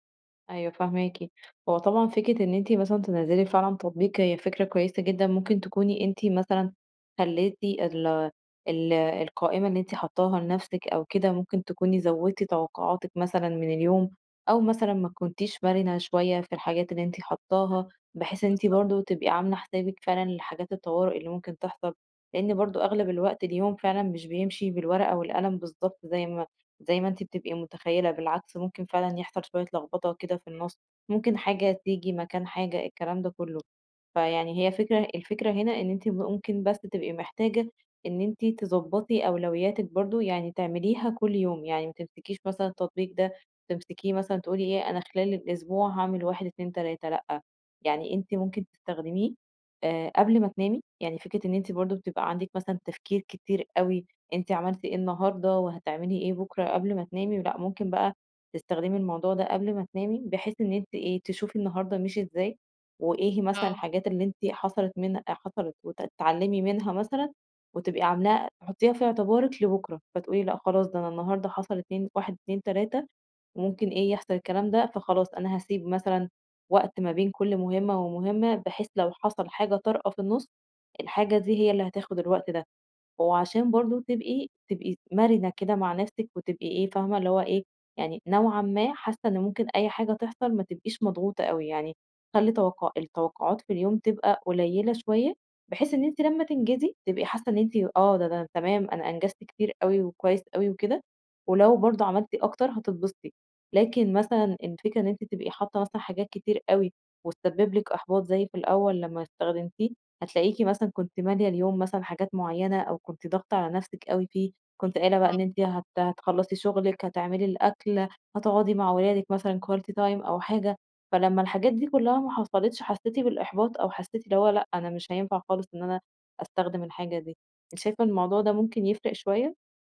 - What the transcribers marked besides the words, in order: other background noise; in English: "quality time"
- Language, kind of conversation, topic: Arabic, advice, إزاي بتتعامل مع الإرهاق وعدم التوازن بين الشغل وحياتك وإنت صاحب بيزنس؟